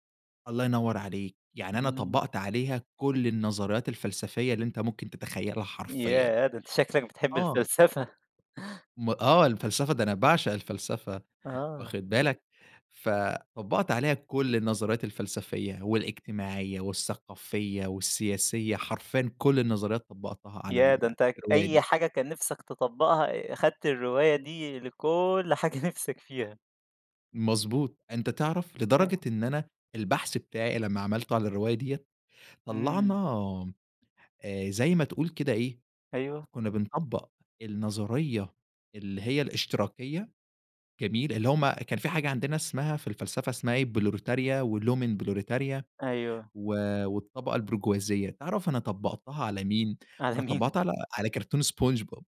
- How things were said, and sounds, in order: chuckle; laughing while speaking: "حاجة"; in Latin: "بروليتاريا ولومن بروليتاريا"; laughing while speaking: "على مين؟"
- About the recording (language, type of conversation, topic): Arabic, podcast, احكيلي عن هواية رجعت لها تاني مؤخرًا؟
- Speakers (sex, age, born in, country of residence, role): male, 20-24, Egypt, Egypt, guest; male, 20-24, Egypt, Egypt, host